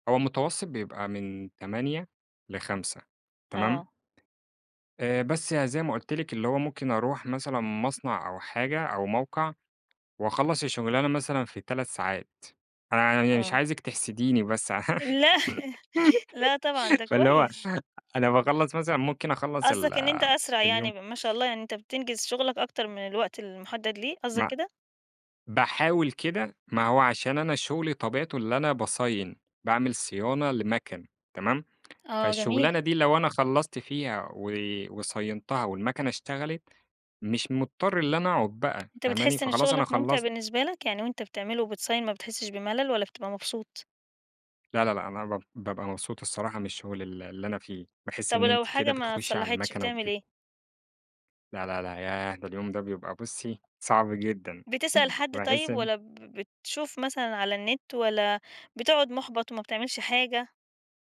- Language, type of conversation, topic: Arabic, podcast, إزاي بتحافظ على توازن بين الشغل وحياتك الشخصية؟
- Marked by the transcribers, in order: tapping; chuckle; laugh; chuckle